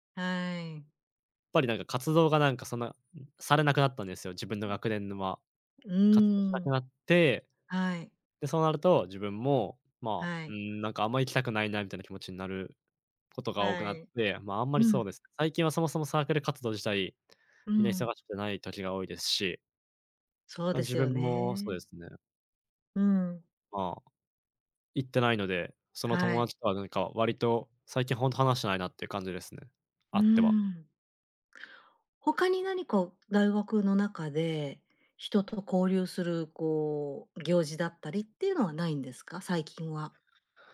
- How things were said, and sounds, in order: none
- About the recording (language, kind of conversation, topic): Japanese, advice, 新しい環境で自分を偽って馴染もうとして疲れた